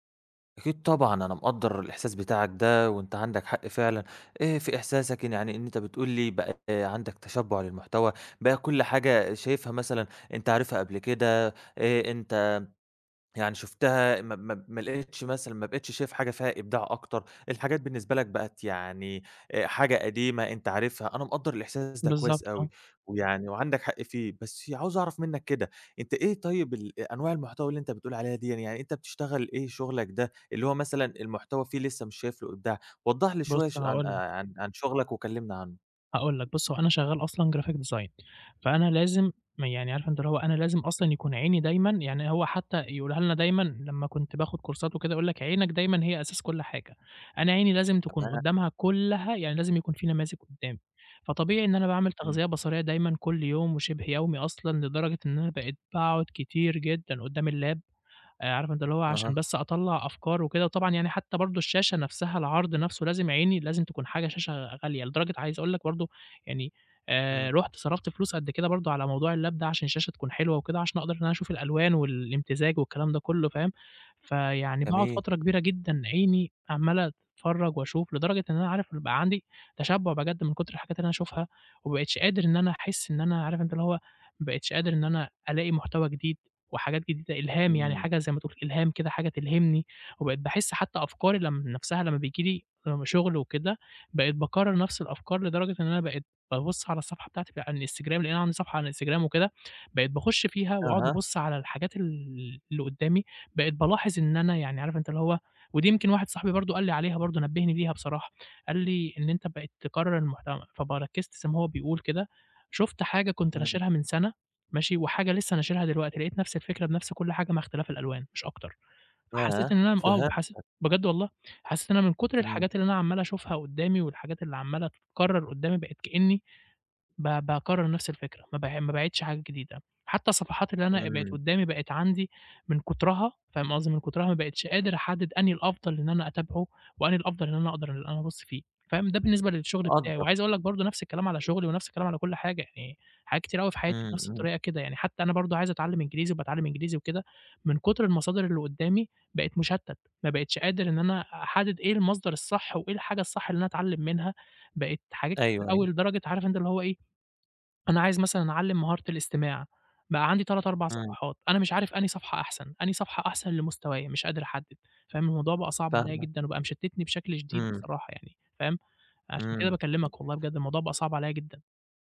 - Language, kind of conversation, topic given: Arabic, advice, إزاي أتعامل مع زحمة المحتوى وألاقي مصادر إلهام جديدة لعادتي الإبداعية؟
- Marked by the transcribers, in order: other background noise; in English: "graphic design"; in English: "كورسات"; in English: "اللاب"; in English: "اللاب"; other noise